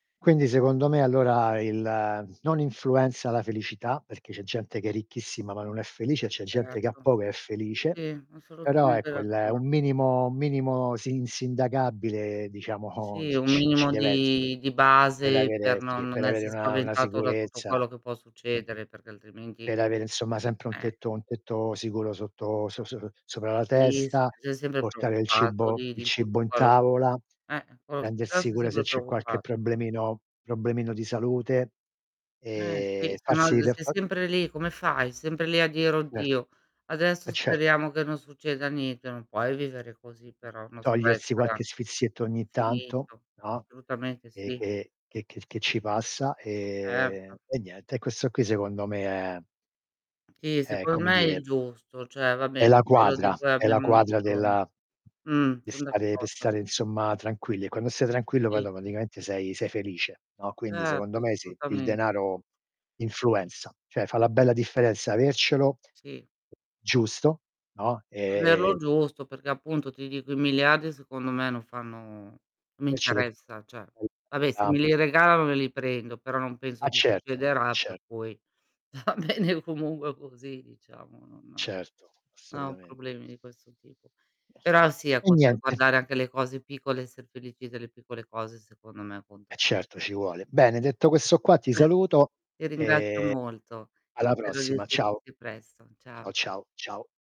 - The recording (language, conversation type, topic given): Italian, unstructured, Come pensi che il denaro influenzi la felicità delle persone?
- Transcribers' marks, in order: other background noise; distorted speech; tapping; laughing while speaking: "diciamo"; unintelligible speech; static; "Assolutamente" said as "solutamente"; "assolutamen" said as "assutamen"; unintelligible speech; "cioè" said as "ceh"; "cioè" said as "ceh"; unintelligible speech; laughing while speaking: "va bene"; "comunque" said as "comungue"; unintelligible speech; other noise